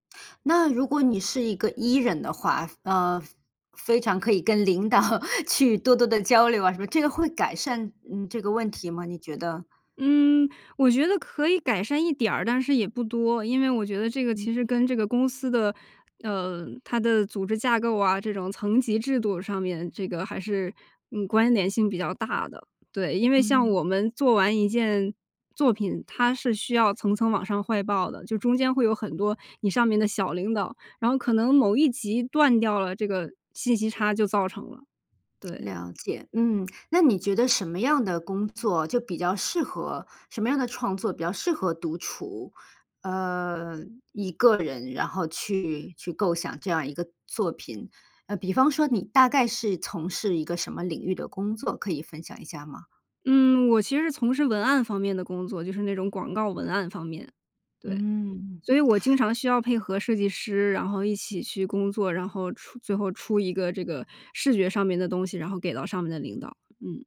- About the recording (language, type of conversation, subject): Chinese, podcast, 你觉得独处对创作重要吗？
- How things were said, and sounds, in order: laughing while speaking: "领导去多多地"; other background noise